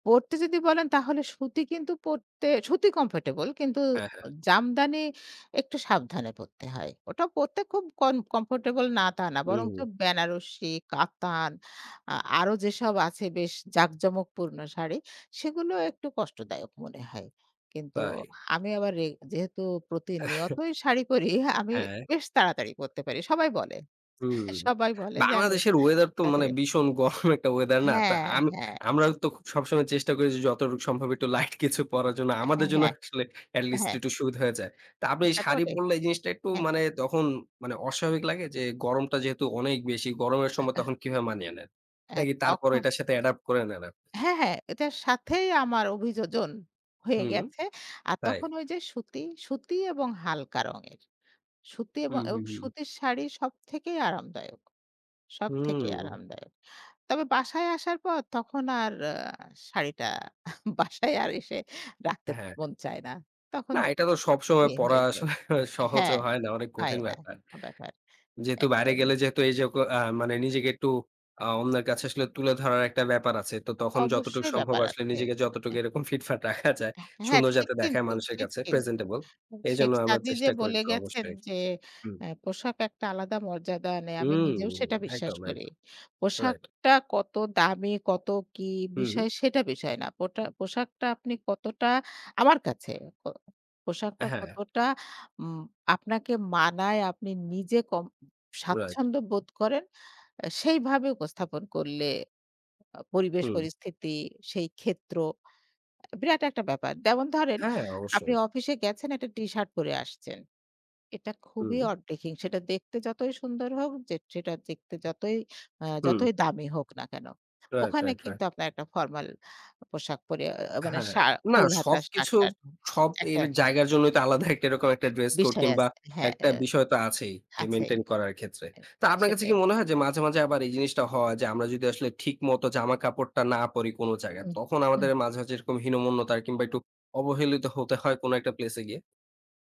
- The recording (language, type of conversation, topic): Bengali, podcast, কোন পোশাকে তুমি সবচেয়ে আত্মবিশ্বাসী অনুভব করো?
- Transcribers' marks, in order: other background noise; chuckle; laughing while speaking: "পরি"; laughing while speaking: "গরম"; laughing while speaking: "লাইট কিছু"; unintelligible speech; unintelligible speech; in English: "অ্যাডপ্ট"; laughing while speaking: "বাসায় আর এসে"; laughing while speaking: "আসলে"; laughing while speaking: "রাখা যায়"; in English: "প্রেজেন্টেবল"; "ড্রেসিং" said as "ডেহিং"; laughing while speaking: "আলাদা"